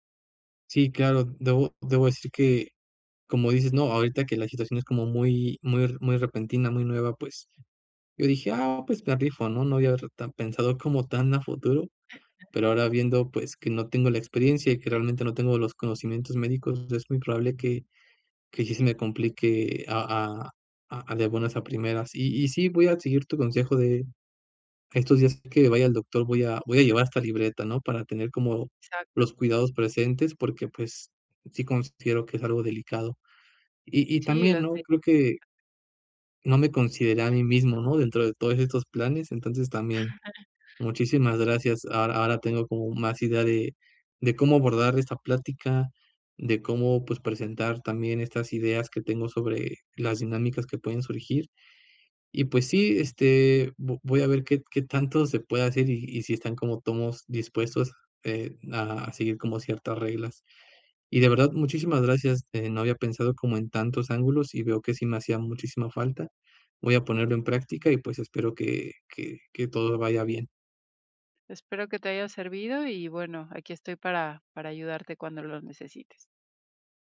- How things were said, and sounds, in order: other noise; other background noise; chuckle
- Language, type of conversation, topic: Spanish, advice, ¿Cómo puedo organizarme para cuidar de un familiar mayor o enfermo de forma repentina?